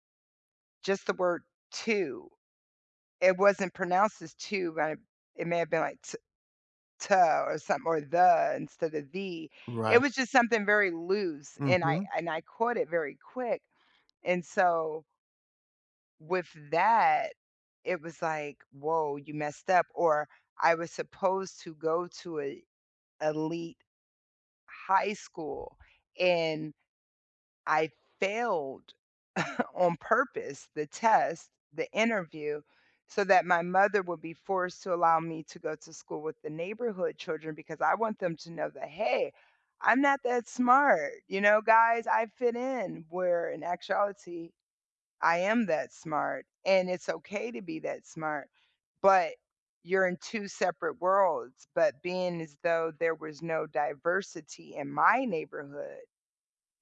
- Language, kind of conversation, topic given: English, unstructured, What does diversity add to a neighborhood?
- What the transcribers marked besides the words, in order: chuckle